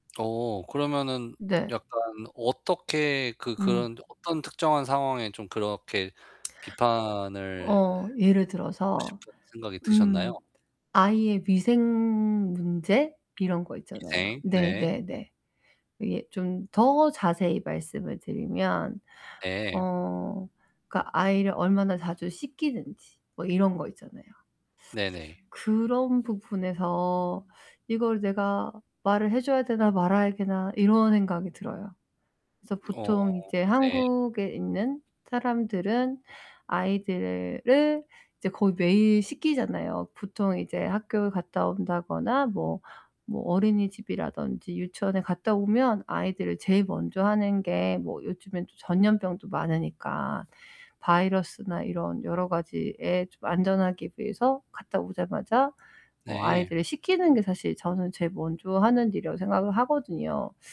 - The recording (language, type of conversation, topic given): Korean, advice, 상대에게 상처를 주지 않으면서 비판을 어떻게 전하면 좋을까요?
- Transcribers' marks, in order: distorted speech; other background noise